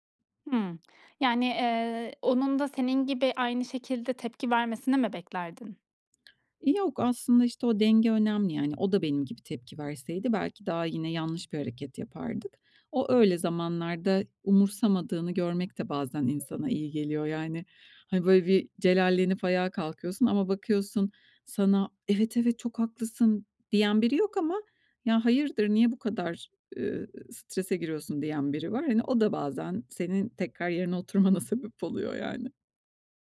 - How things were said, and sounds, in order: tapping; laughing while speaking: "sebep oluyor yani"
- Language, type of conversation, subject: Turkish, podcast, Değişim için en cesur adımı nasıl attın?
- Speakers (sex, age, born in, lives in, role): female, 30-34, Turkey, Estonia, host; female, 45-49, Turkey, Spain, guest